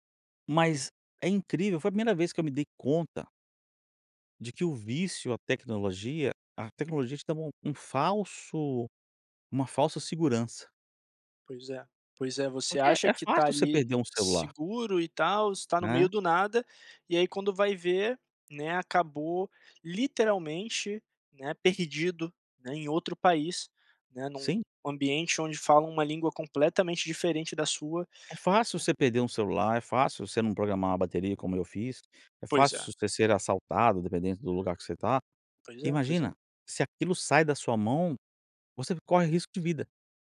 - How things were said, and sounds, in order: tapping; other noise
- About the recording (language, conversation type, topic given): Portuguese, podcast, Como a tecnologia já te ajudou ou te atrapalhou quando você se perdeu?